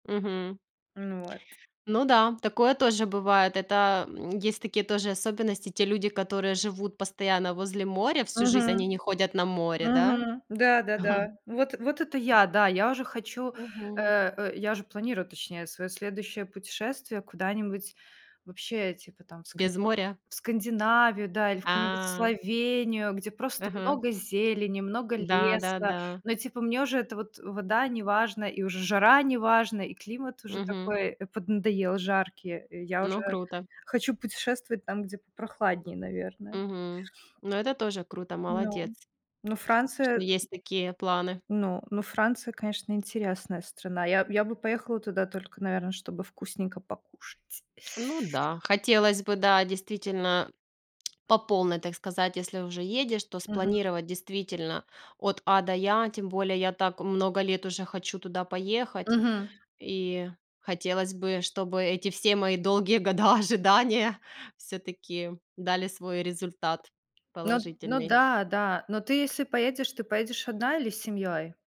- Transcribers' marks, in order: chuckle; "какую-нибудь" said as "кунибудь"; other noise; teeth sucking; tsk; tapping; laughing while speaking: "ожидания"
- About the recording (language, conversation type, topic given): Russian, unstructured, Какое приключение в твоей жизни было самым запоминающимся?